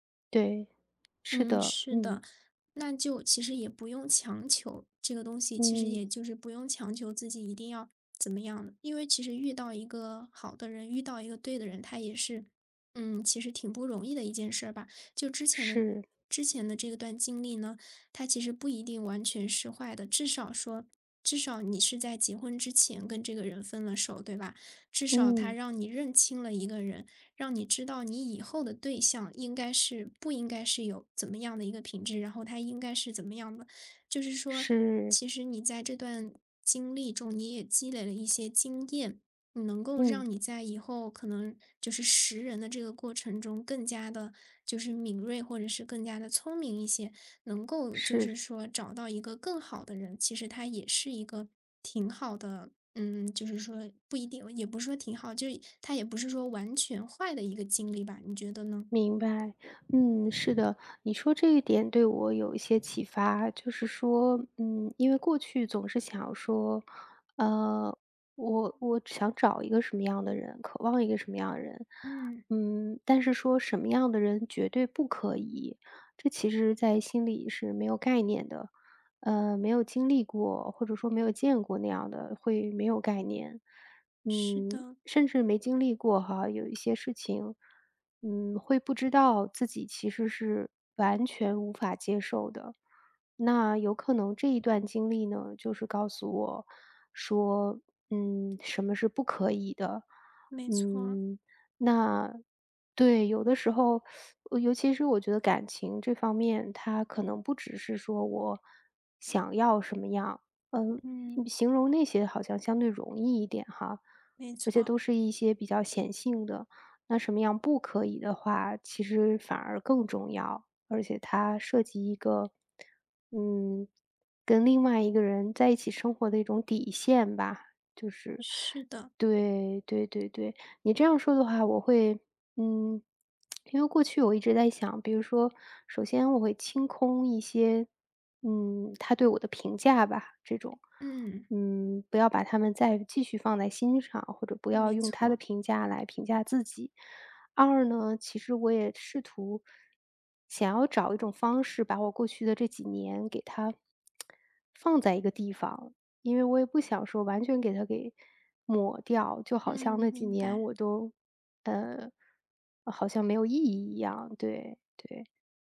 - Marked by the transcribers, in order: other background noise; teeth sucking; tsk; tsk
- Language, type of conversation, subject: Chinese, advice, 分手后我该如何努力重建自尊和自信？